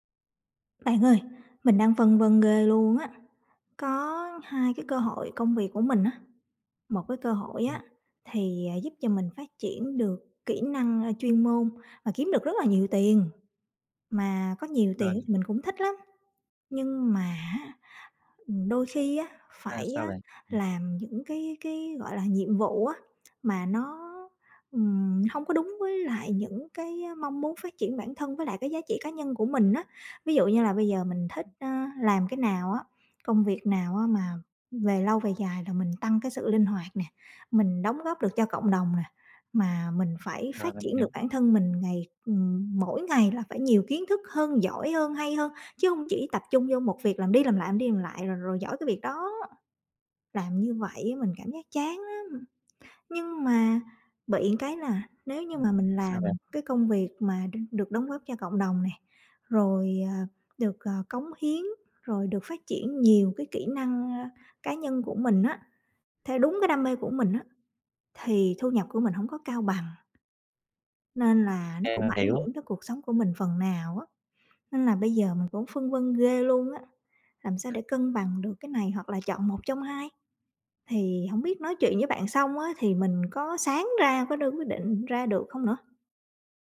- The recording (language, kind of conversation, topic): Vietnamese, advice, Làm thế nào để bạn cân bằng giữa giá trị cá nhân và công việc kiếm tiền?
- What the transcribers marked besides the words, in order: unintelligible speech; tapping; other background noise